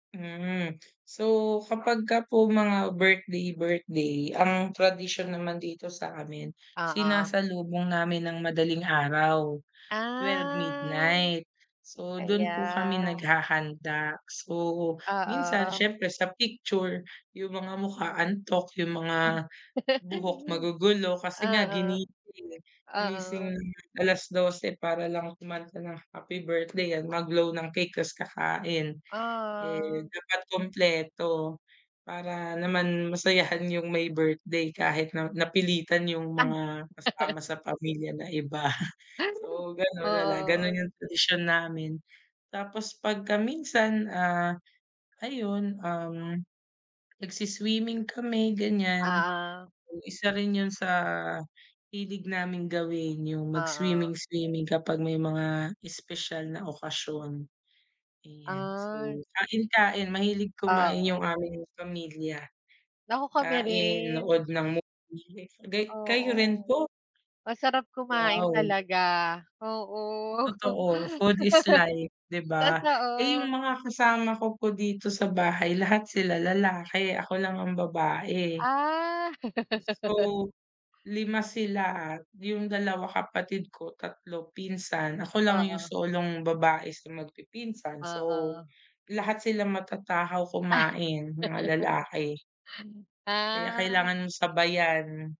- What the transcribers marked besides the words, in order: other background noise; drawn out: "Ah"; chuckle; other noise; tapping; laugh; chuckle; laugh; laugh; giggle
- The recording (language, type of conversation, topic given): Filipino, unstructured, Paano ninyo pinapatibay ang samahan ng inyong pamilya?